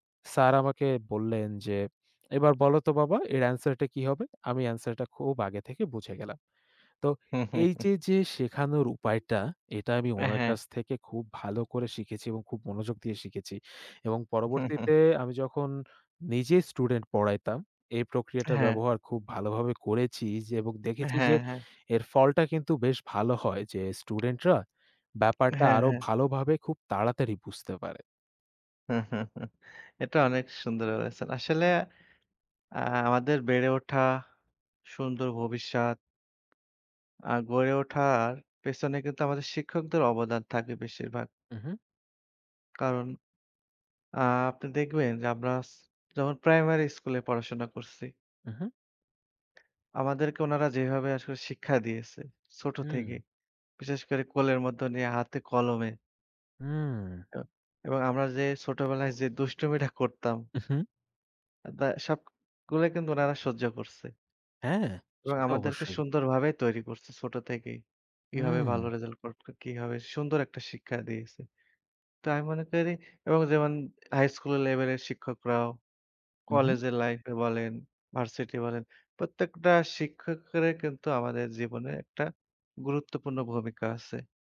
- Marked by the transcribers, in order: in English: "answer"; in English: "answer"; chuckle; chuckle; chuckle; "বলেছেন" said as "বয়েসেন"
- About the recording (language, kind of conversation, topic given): Bengali, unstructured, তোমার প্রিয় শিক্ষক কে এবং কেন?